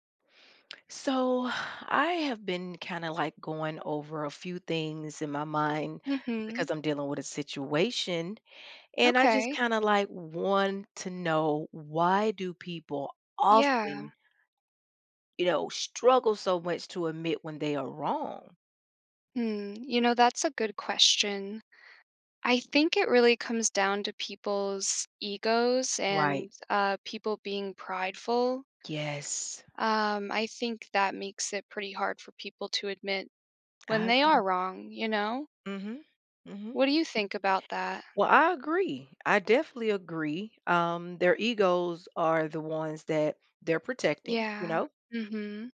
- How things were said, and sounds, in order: sigh; trusting: "Yeah"; stressed: "often"; stressed: "Yes"; tapping; other background noise
- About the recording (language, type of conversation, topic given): English, unstructured, Why do people find it hard to admit they're wrong?
- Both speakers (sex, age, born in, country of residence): female, 30-34, United States, United States; female, 45-49, United States, United States